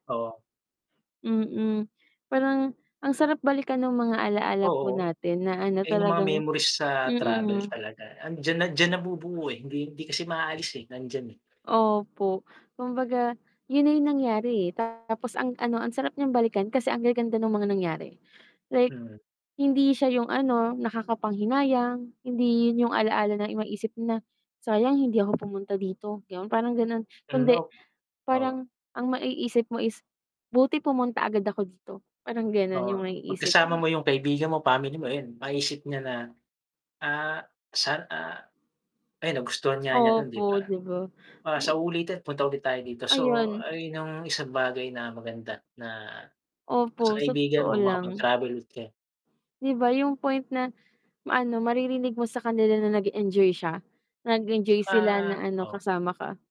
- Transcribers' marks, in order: distorted speech; static; tapping
- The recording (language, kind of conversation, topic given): Filipino, unstructured, Paano mo nahihikayat ang pamilya o mga kaibigan mo na sumama sa iyong pakikipagsapalaran?